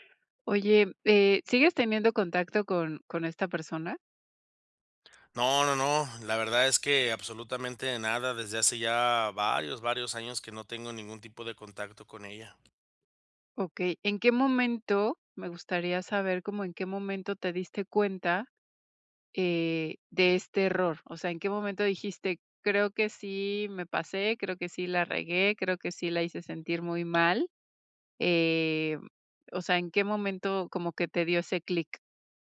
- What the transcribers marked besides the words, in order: tapping
- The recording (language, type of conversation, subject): Spanish, advice, ¿Cómo puedo disculparme correctamente después de cometer un error?